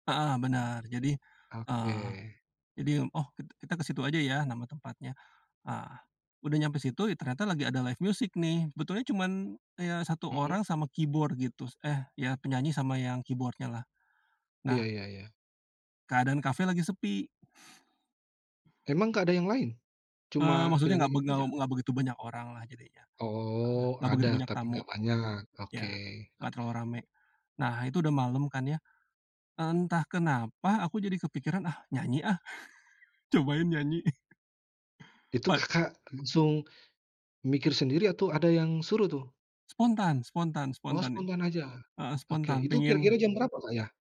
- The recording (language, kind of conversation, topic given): Indonesian, podcast, Lagu apa yang selalu terhubung dengan kenangan penting kamu?
- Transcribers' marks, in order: in English: "live music"; in English: "keyboard"; in English: "keyboard-nya"; tapping; laugh; chuckle